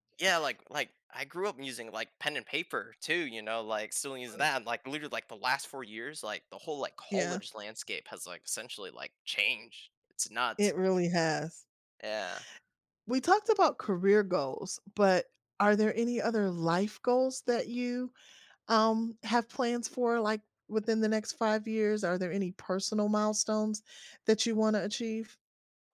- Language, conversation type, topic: English, unstructured, What changes or milestones do you hope to experience in the next few years?
- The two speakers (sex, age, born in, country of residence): female, 55-59, United States, United States; male, 20-24, United States, United States
- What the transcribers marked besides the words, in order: stressed: "life"